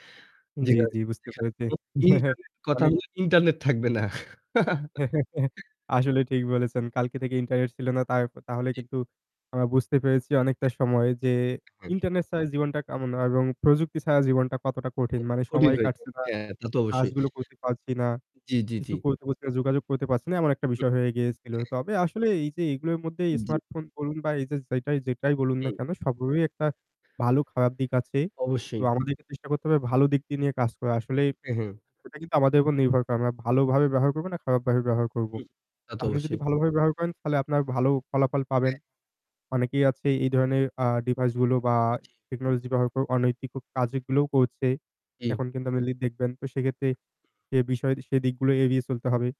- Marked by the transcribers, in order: static; distorted speech; unintelligible speech; chuckle; laughing while speaking: "থাকবে না"; chuckle; other noise; unintelligible speech
- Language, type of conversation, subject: Bengali, unstructured, স্মার্টফোন ছাড়া জীবন কেমন কাটবে বলে আপনি মনে করেন?